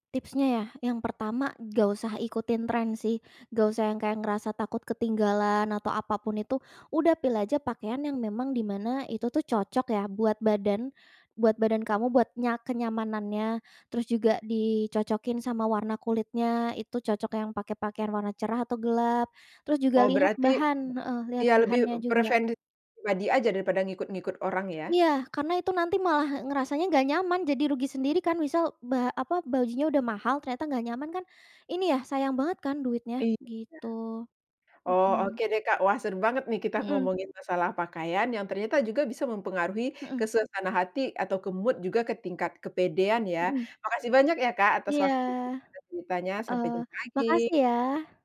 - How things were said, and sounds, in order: other background noise; in English: "mood"
- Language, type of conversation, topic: Indonesian, podcast, Bagaimana pakaian dapat mengubah suasana hatimu dalam keseharian?